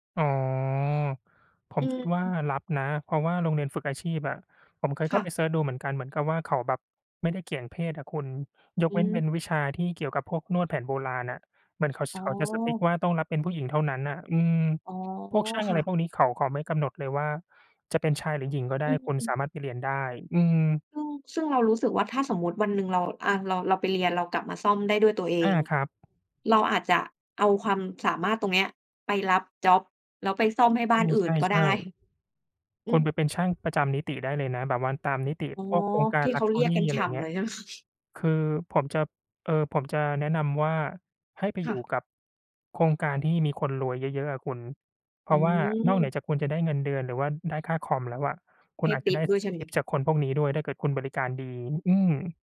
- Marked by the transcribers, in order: drawn out: "อ๋อ"; in English: "strict"; in English: "ลักเชอรี่"; laughing while speaking: "ไหม ?"
- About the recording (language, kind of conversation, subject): Thai, unstructured, คุณชอบงานแบบไหนมากที่สุดในชีวิตประจำวัน?